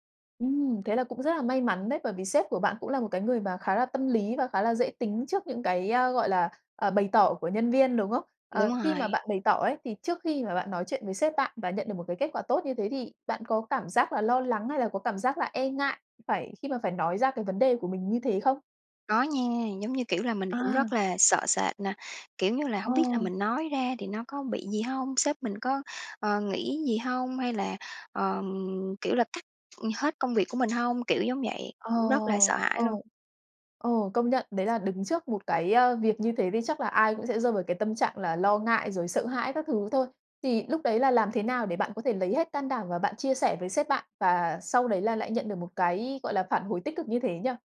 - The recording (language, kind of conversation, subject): Vietnamese, podcast, Bạn nhận ra mình sắp kiệt sức vì công việc sớm nhất bằng cách nào?
- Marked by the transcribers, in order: other background noise; tapping